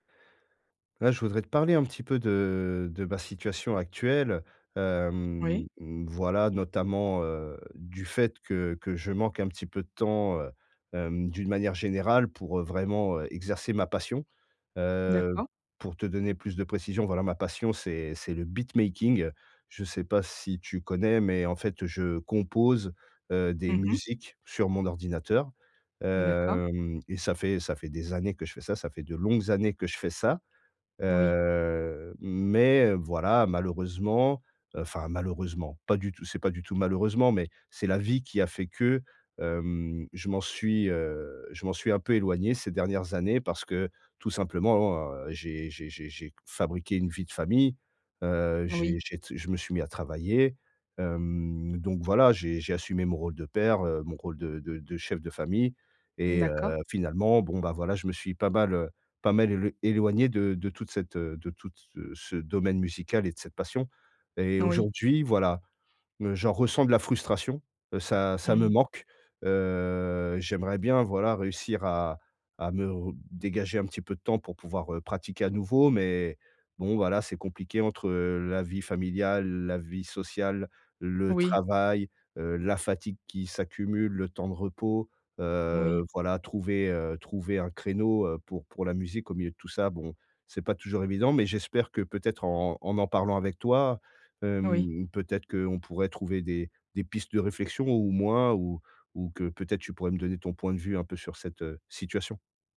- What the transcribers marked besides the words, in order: in English: "beatmaking"; "mal" said as "mel"
- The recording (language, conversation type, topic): French, advice, Comment puis-je trouver du temps pour une nouvelle passion ?